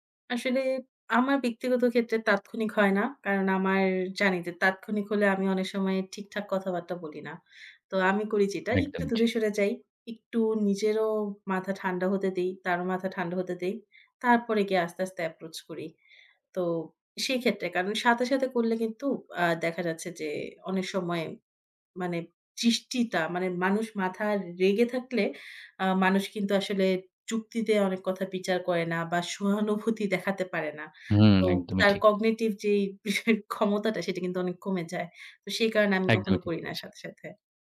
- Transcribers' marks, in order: in English: "approach"; tapping; in English: "cognitive"; laughing while speaking: "বিষয়ের"
- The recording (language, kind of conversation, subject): Bengali, podcast, অনলাইনে ভুল বোঝাবুঝি হলে তুমি কী করো?